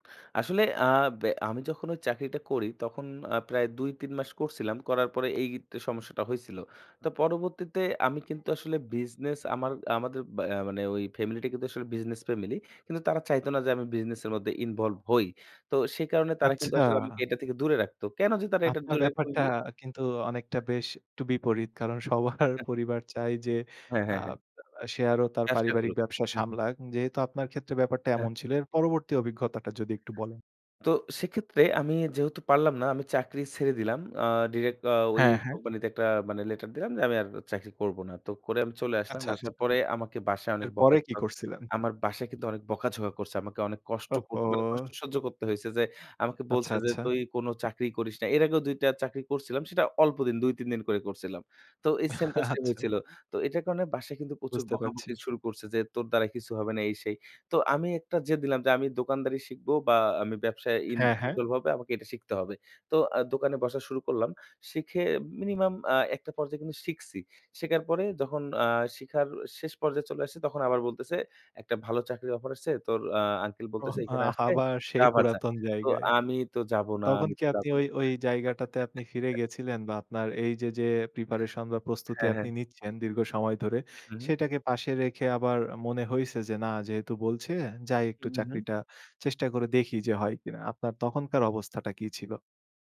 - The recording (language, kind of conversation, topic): Bengali, podcast, চাকরি ছেড়ে নিজের ব্যবসা শুরু করার কথা ভাবলে আপনার কী মনে হয়?
- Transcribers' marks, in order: other background noise; chuckle; tapping; chuckle; giggle; chuckle